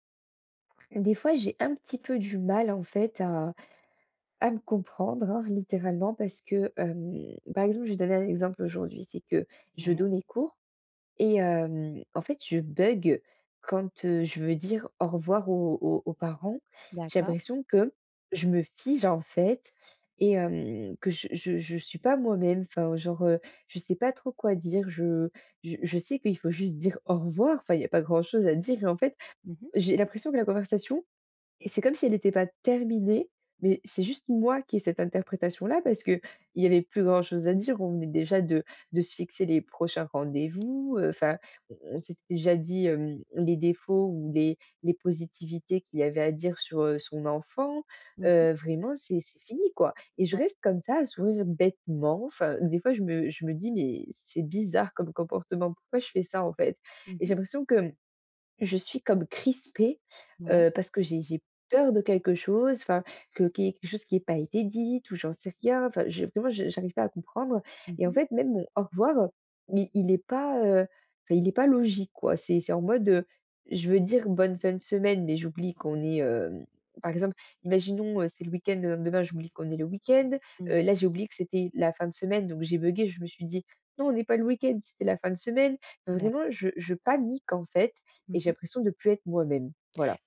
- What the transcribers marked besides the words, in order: stressed: "moi"; other background noise; stressed: "bêtement"; stressed: "crispée"
- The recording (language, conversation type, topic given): French, advice, Comment puis-je être moi-même chaque jour sans avoir peur ?